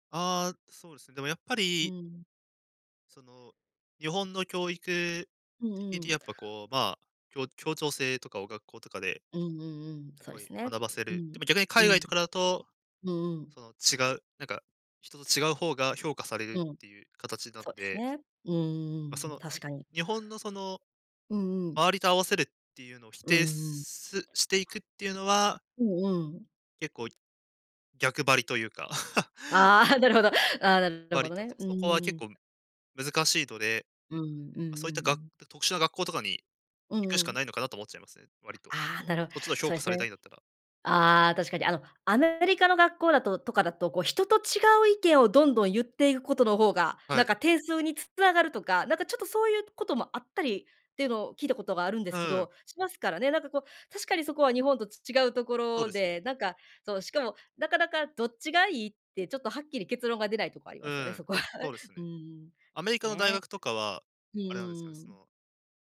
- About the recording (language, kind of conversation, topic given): Japanese, podcast, 試験中心の評価は本当に正しいと言えるのでしょうか？
- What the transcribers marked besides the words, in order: other background noise; chuckle; chuckle